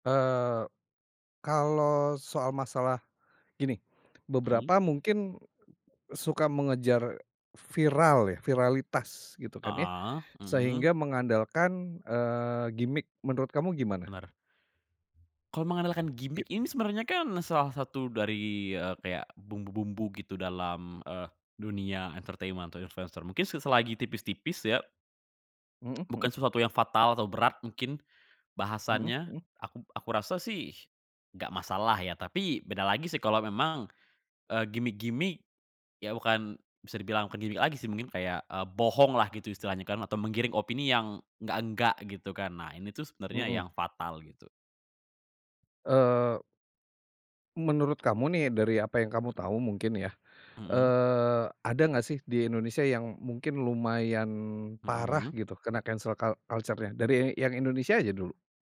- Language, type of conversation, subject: Indonesian, podcast, Mengapa banyak orang mudah terlibat dalam budaya pembatalan akhir-akhir ini?
- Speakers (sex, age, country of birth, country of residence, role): male, 20-24, Indonesia, Hungary, guest; male, 40-44, Indonesia, Indonesia, host
- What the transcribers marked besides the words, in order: tapping; in English: "entertainment"; other background noise; in English: "cancel cul culture-nya?"